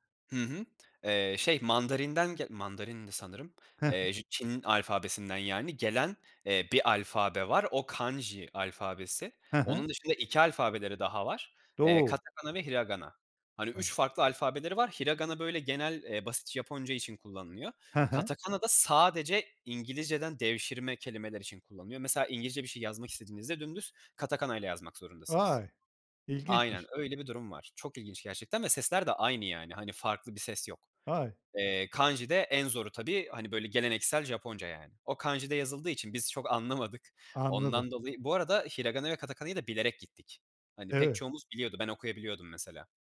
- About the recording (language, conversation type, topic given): Turkish, podcast, En unutamadığın seyahat maceranı anlatır mısın?
- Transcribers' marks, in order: in Japanese: "kanji"; in Japanese: "katakana"; in Japanese: "hiragana"; in Japanese: "Hiragana"; other noise; in Japanese: "Katakana"; in Japanese: "katakana'yla"; other background noise; in Japanese: "kanji"; in Japanese: "kanji'de"; in Japanese: "hiragana"; in Japanese: "katakana'yı"